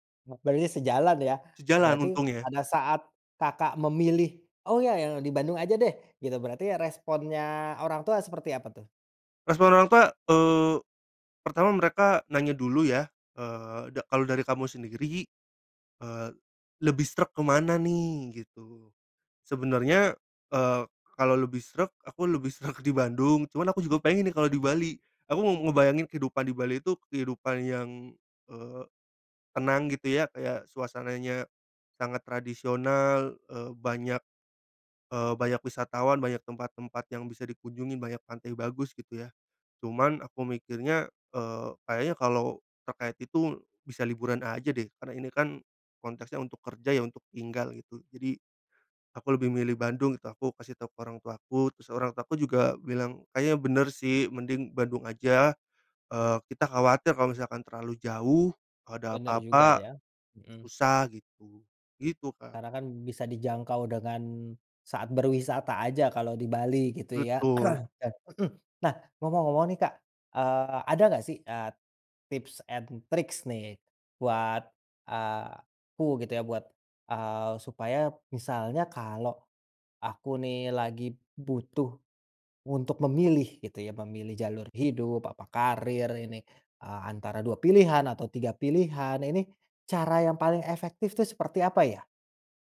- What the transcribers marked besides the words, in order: throat clearing; in English: "tips and tricks"
- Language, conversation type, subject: Indonesian, podcast, Bagaimana kamu menggunakan intuisi untuk memilih karier atau menentukan arah hidup?